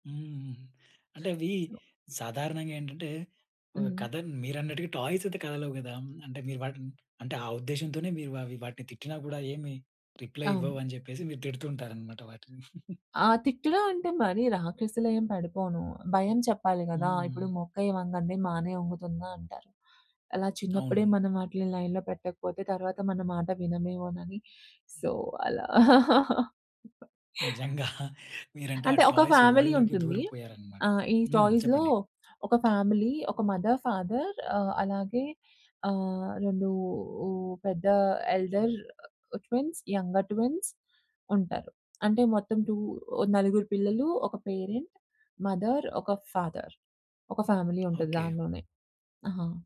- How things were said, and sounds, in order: other noise; in English: "టాయ్స్"; in English: "రిప్లై"; chuckle; in English: "లైన్‌లో"; in English: "సో"; in English: "టాయ్స్ వర్ల్‌డ్‌లోకి"; chuckle; in English: "ఫ్యామిలీ"; in English: "టాయ్స్‌లో"; in English: "ఫ్యామిలీ"; in English: "మదర్, ఫాదర్"; in English: "ఎల్డర్ ట్విన్స్, యంగర్ ట్విన్స్"; tapping; in English: "టూ"; in English: "పేరెంట్, మదర్"; in English: "ఫాదర్"; in English: "ఫ్యామిలీ"
- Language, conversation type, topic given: Telugu, podcast, నీ అల్మారీలో తప్పక ఉండాల్సిన ఒక వస్తువు ఏది?